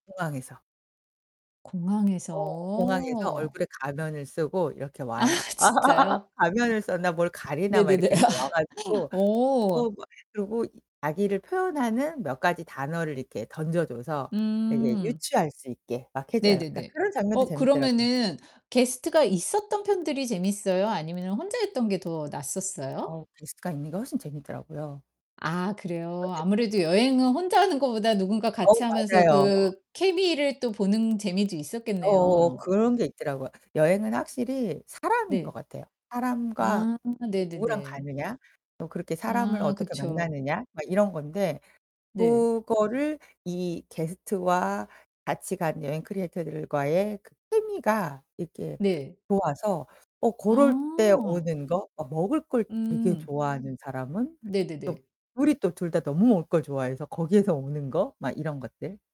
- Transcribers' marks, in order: distorted speech; static; laughing while speaking: "아 진짜요?"; laugh; laugh; other background noise
- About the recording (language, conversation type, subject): Korean, podcast, 가장 재미있게 본 예능 프로그램은 무엇이고, 그 이유는 무엇인가요?